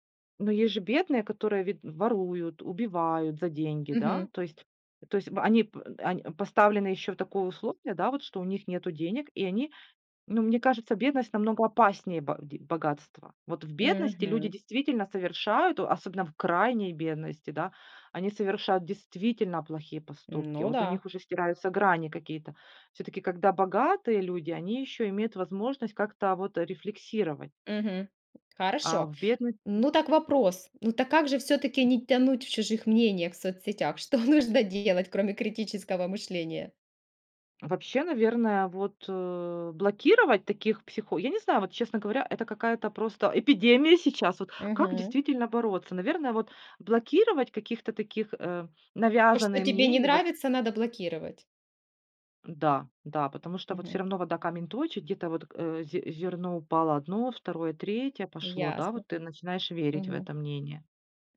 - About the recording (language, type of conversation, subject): Russian, podcast, Как не утонуть в чужих мнениях в соцсетях?
- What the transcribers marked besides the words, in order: tapping; laughing while speaking: "Что нужно"; other background noise